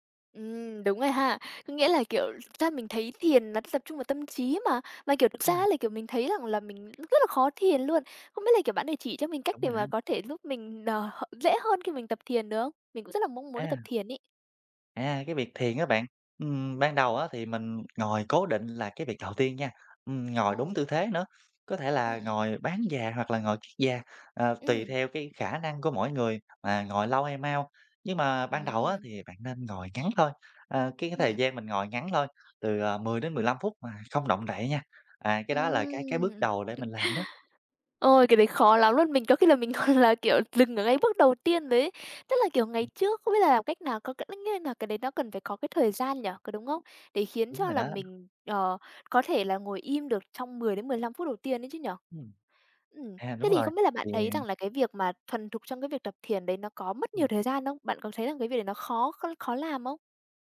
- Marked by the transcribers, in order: other background noise; tapping; chuckle; chuckle
- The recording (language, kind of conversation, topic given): Vietnamese, podcast, Thiền giúp bạn quản lý căng thẳng như thế nào?
- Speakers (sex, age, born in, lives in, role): female, 20-24, Vietnam, Vietnam, host; male, 30-34, Vietnam, Vietnam, guest